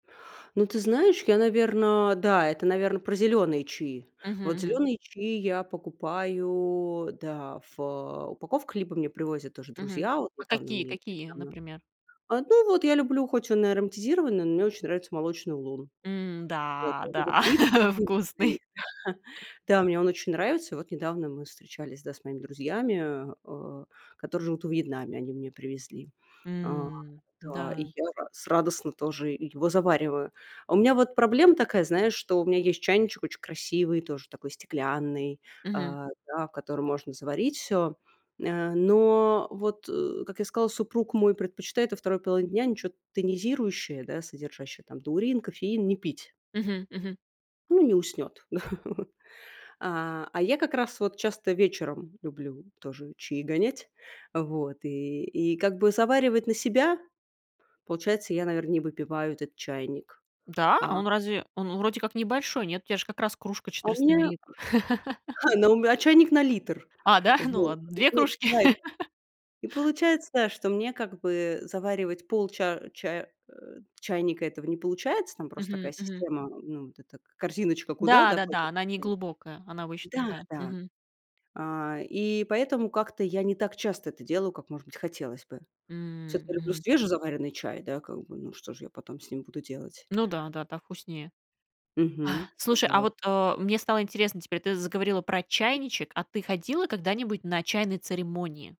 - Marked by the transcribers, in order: chuckle; laugh; other background noise; tapping; laugh; chuckle; laugh; laugh
- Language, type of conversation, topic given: Russian, podcast, Что вам больше всего нравится в вечерней чашке чая?